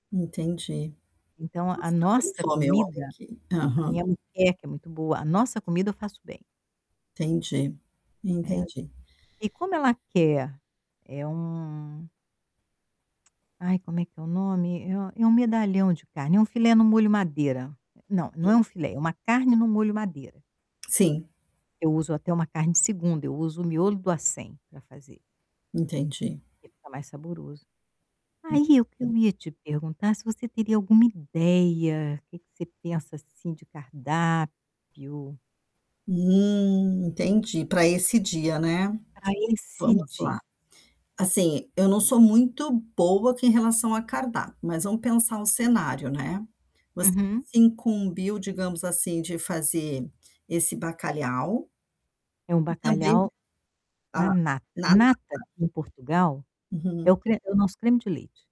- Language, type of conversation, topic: Portuguese, advice, Como posso cozinhar para outras pessoas com mais confiança?
- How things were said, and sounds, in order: static; distorted speech; unintelligible speech; other background noise; drawn out: "Hum"